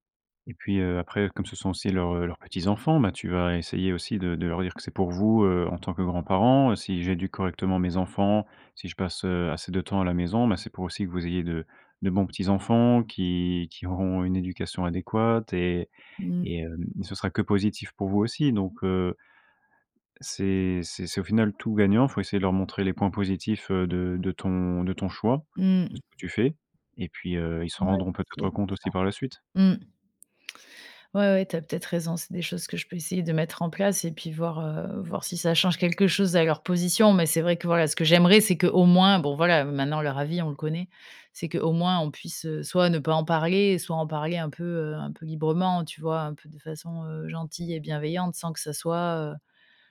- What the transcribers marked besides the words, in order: none
- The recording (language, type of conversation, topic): French, advice, Comment puis-je concilier mes objectifs personnels avec les attentes de ma famille ou de mon travail ?